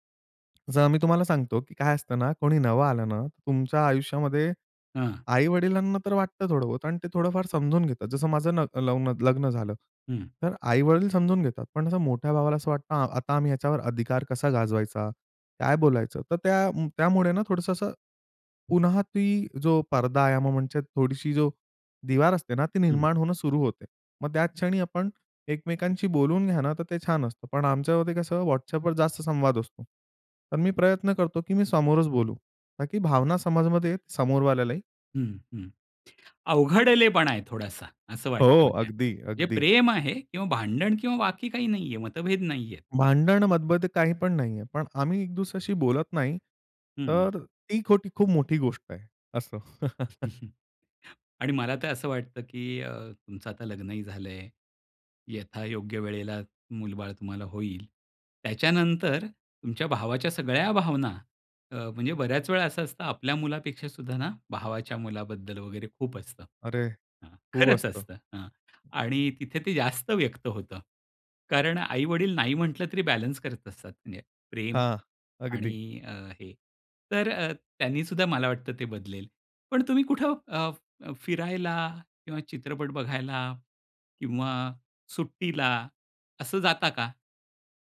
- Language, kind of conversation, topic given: Marathi, podcast, भावंडांशी दूरावा झाला असेल, तर पुन्हा नातं कसं जुळवता?
- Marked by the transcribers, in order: tapping; other background noise; chuckle